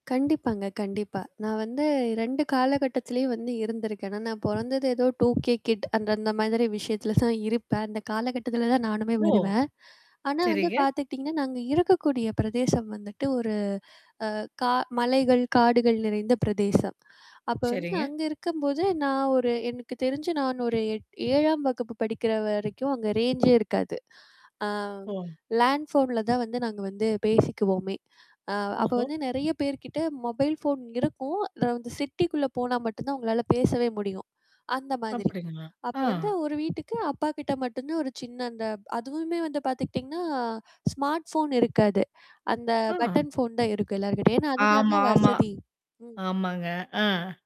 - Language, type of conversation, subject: Tamil, podcast, கைபேசி இல்லாத காலத்தில் நீங்கள் எங்கே எங்கே விளையாடினீர்கள்?
- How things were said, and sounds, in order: static; tapping; other background noise; in English: "டூகே கிட்"; mechanical hum; other noise; in English: "ரேஞ்சே"